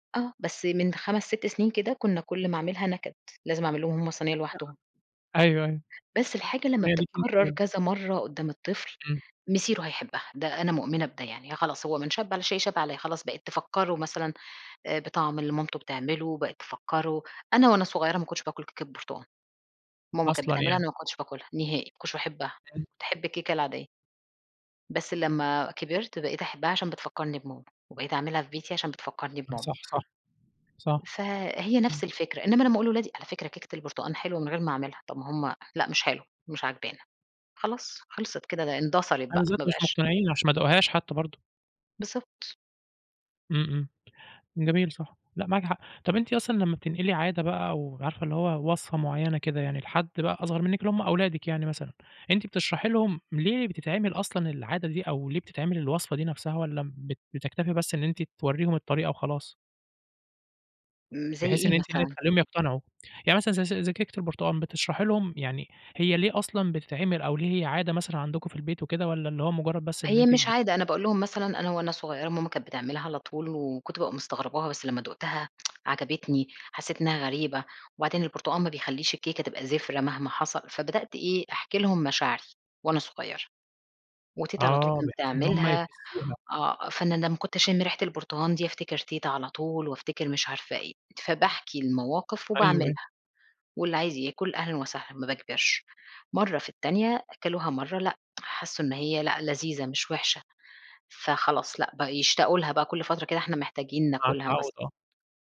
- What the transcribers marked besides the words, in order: unintelligible speech; tapping; unintelligible speech; unintelligible speech; tsk; tsk
- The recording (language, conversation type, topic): Arabic, podcast, إزاي بتورّثوا العادات والأكلات في بيتكم؟